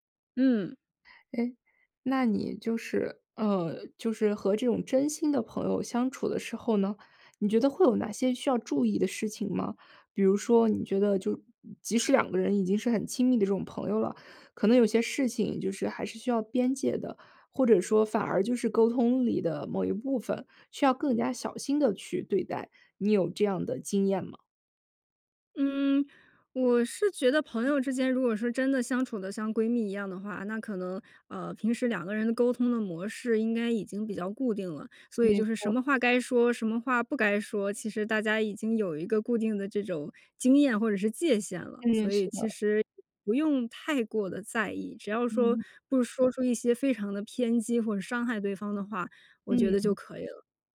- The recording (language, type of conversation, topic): Chinese, podcast, 你是在什么瞬间意识到对方是真心朋友的？
- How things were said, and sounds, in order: other background noise